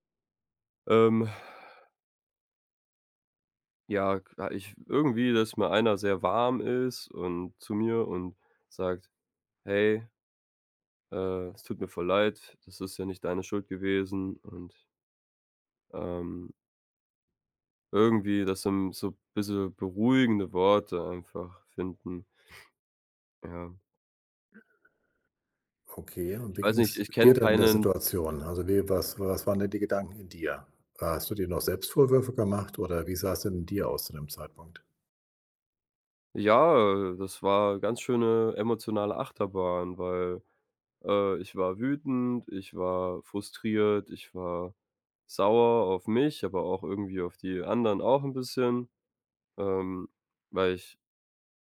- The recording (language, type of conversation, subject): German, advice, Wie finden wir heraus, ob unsere emotionalen Bedürfnisse und Kommunikationsstile zueinander passen?
- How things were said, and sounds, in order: exhale; stressed: "beruhigende Worte"; sniff; sad: "Ja"; swallow